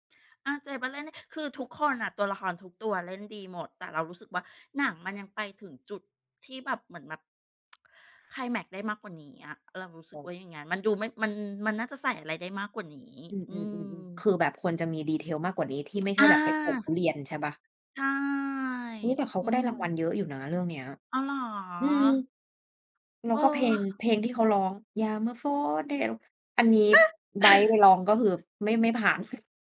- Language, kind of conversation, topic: Thai, unstructured, คุณเคยร้องไห้ตอนดูละครไหม และทำไมถึงเป็นแบบนั้น?
- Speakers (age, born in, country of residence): 30-34, Thailand, Thailand; 55-59, Thailand, Thailand
- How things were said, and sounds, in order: tsk; drawn out: "ใช่"; singing: "ยามเมื่อฝนเท"; put-on voice: "เอ๊ะ !"; chuckle